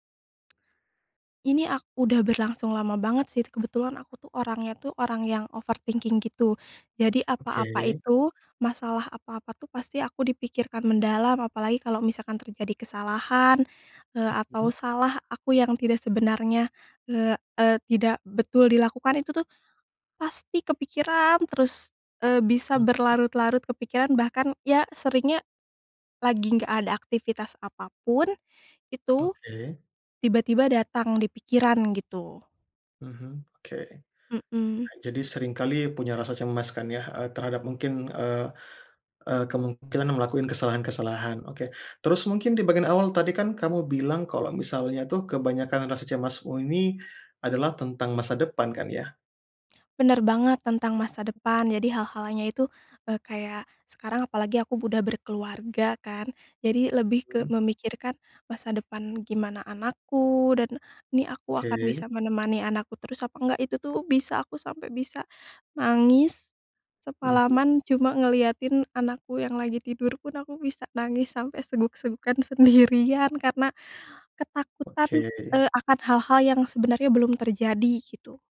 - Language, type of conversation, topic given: Indonesian, advice, Bagaimana cara mengatasi sulit tidur karena pikiran stres dan cemas setiap malam?
- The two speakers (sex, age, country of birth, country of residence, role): female, 30-34, Indonesia, Indonesia, user; male, 25-29, Indonesia, Indonesia, advisor
- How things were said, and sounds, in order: other background noise; in English: "overthinking"; tapping; "udah" said as "budah"; sad: "itu tuh bisa aku sampai … sampai seguk-segukan sendirian"; laughing while speaking: "sendirian"